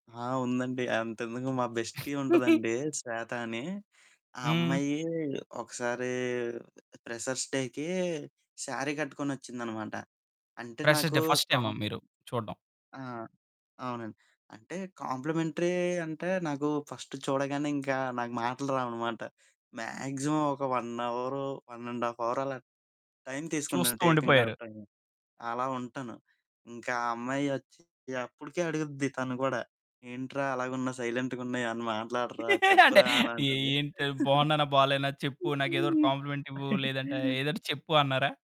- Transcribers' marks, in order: chuckle; in English: "బెస్టీ"; in English: "ప్రెషర్స్ డేకి శారీ"; in English: "ప్రెషర్స్ డే ఫస్ట్"; other background noise; in English: "కాంప్లిమెంటరీ"; in English: "ఫస్ట్"; in English: "మాక్సిమం"; in English: "వన్"; in English: "వన్ అండ్ హాఫ్ అవర్"; in English: "టేకింగ్ ఆఫ్"; laugh; laughing while speaking: "అంటే"; in English: "కాంప్లిమెంట్"; laugh
- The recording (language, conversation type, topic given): Telugu, podcast, మీకు మీకంటూ ఒక ప్రత్యేక శైలి (సిగ్నేచర్ లుక్) ఏర్పరుచుకోవాలనుకుంటే, మీరు ఎలా మొదలు పెడతారు?